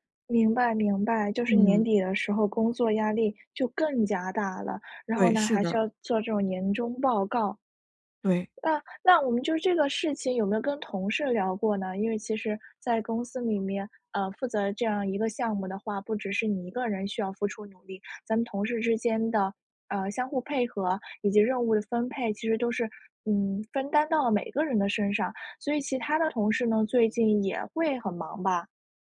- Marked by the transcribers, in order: none
- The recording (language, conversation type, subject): Chinese, advice, 为什么我睡醒后仍然感到疲惫、没有精神？